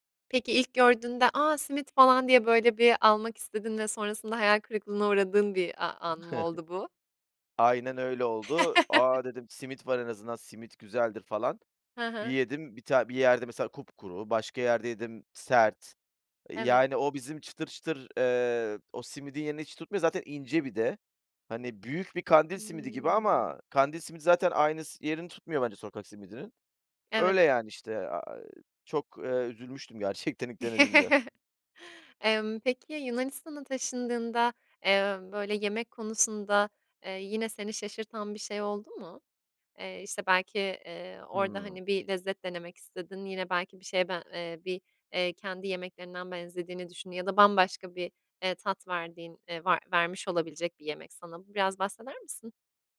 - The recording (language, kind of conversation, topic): Turkish, podcast, Sokak lezzetleri arasında en sevdiğin hangisiydi ve neden?
- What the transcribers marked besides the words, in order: other noise; chuckle; laugh; other background noise; laughing while speaking: "gerçekten"; chuckle; tapping